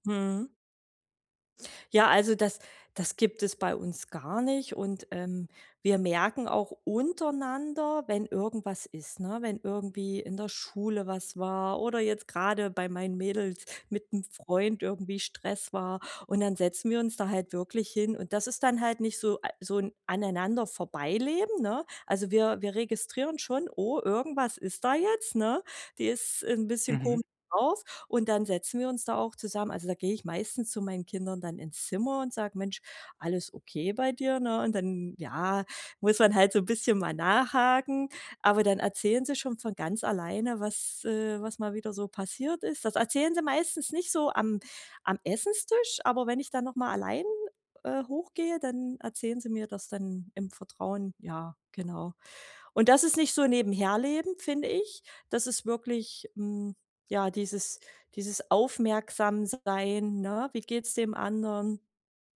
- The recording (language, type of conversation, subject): German, podcast, Wie schafft ihr es trotz Stress, jeden Tag Familienzeit zu haben?
- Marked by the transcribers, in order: none